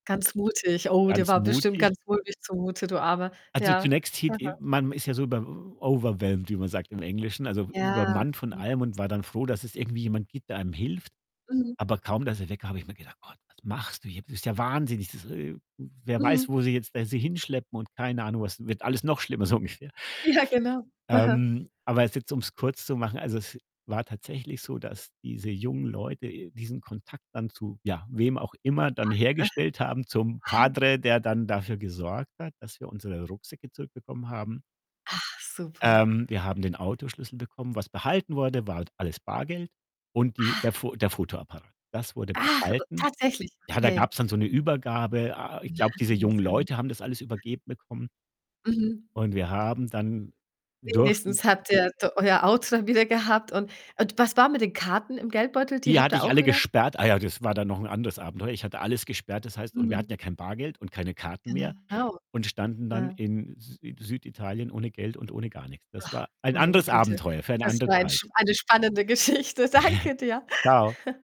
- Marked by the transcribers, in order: distorted speech; in English: "overwhelmed"; other background noise; in Spanish: "Padre"; laughing while speaking: "Geschichte. Danke"; chuckle
- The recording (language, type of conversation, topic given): German, podcast, Wann hast du unterwegs Geld verloren oder wurdest bestohlen?